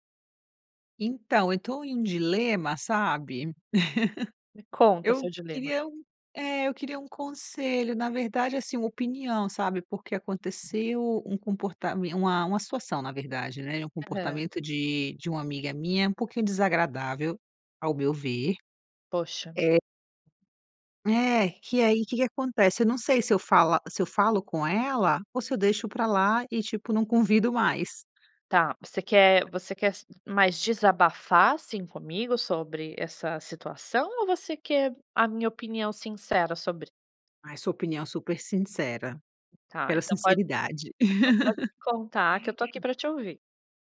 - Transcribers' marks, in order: laugh; other noise; tapping; laugh
- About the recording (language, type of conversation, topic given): Portuguese, advice, Como lidar com um conflito com um amigo que ignorou meus limites?